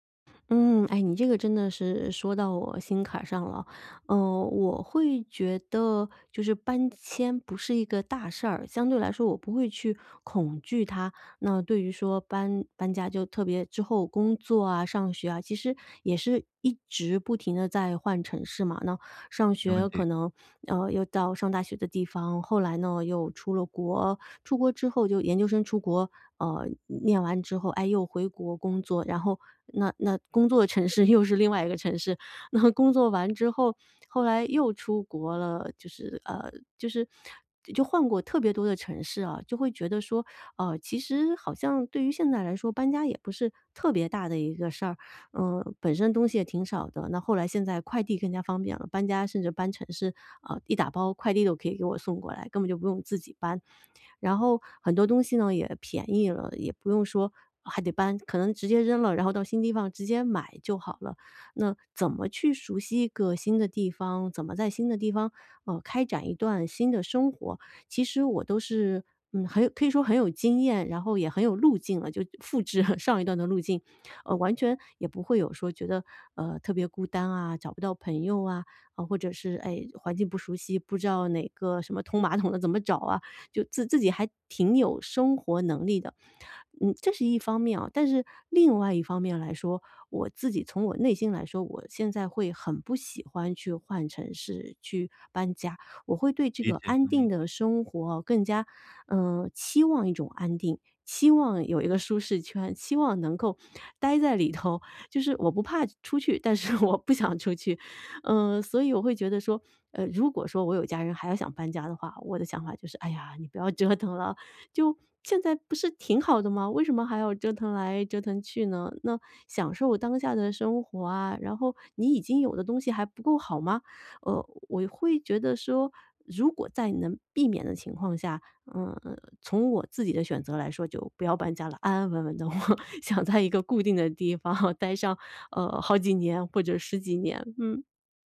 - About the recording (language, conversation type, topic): Chinese, podcast, 你们家有过迁徙或漂泊的故事吗？
- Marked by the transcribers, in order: laughing while speaking: "那"; chuckle; laughing while speaking: "但是我不想出去"; laughing while speaking: "你不要折腾了"; chuckle; laughing while speaking: "我想在一个固定的地方呆上，呃，好几年或者十 几年"